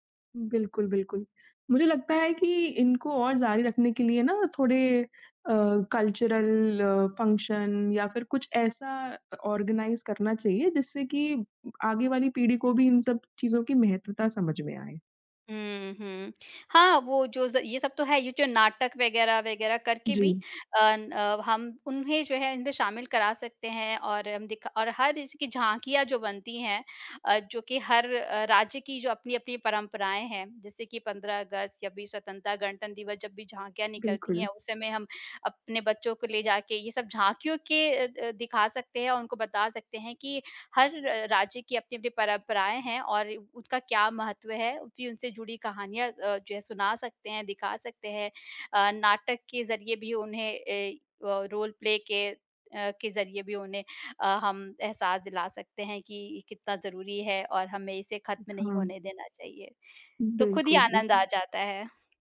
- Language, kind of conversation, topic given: Hindi, podcast, बचपन में आपके घर की कौन‑सी परंपरा का नाम आते ही आपको तुरंत याद आ जाती है?
- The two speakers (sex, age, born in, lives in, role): female, 20-24, India, India, host; female, 35-39, India, India, guest
- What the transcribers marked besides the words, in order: other background noise; in English: "कल्चरल फ़ंक्शन"; in English: "ऑर्गेनाइज़"; tapping; in English: "रोल प्ले"